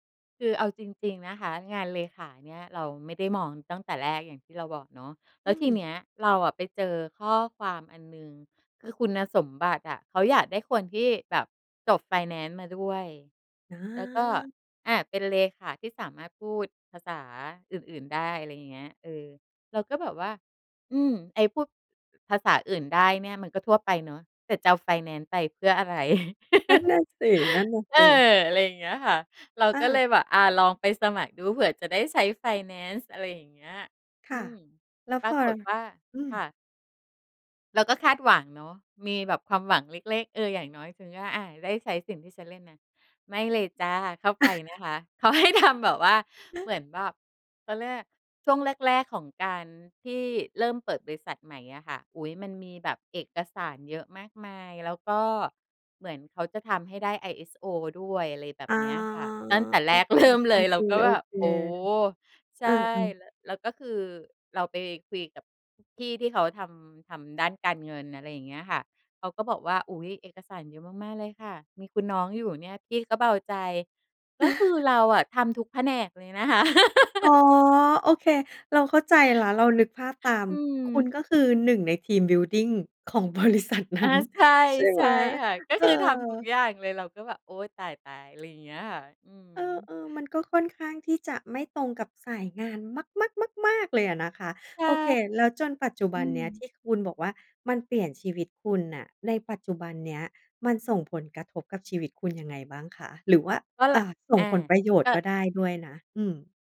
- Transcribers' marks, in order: laugh; chuckle; chuckle; laughing while speaking: "ให้ทำ"; laughing while speaking: "เริ่ม"; chuckle; laugh; in English: "ทีมบิลดิง"; laughing while speaking: "บริษัทนั้น"; tapping
- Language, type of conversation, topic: Thai, podcast, คุณช่วยเล่าเหตุการณ์ที่เปลี่ยนชีวิตคุณให้ฟังหน่อยได้ไหม?